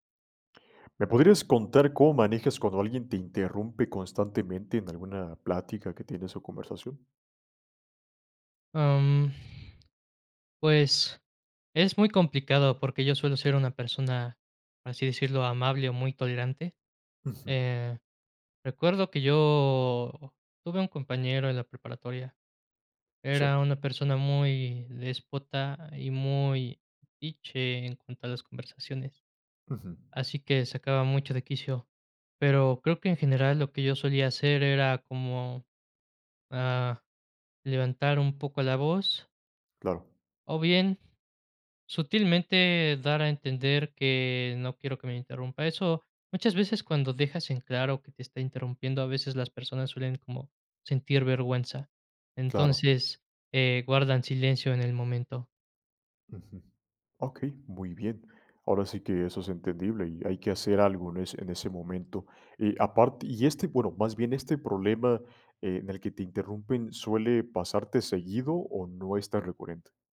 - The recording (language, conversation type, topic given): Spanish, podcast, ¿Cómo lidias con alguien que te interrumpe constantemente?
- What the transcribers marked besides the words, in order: none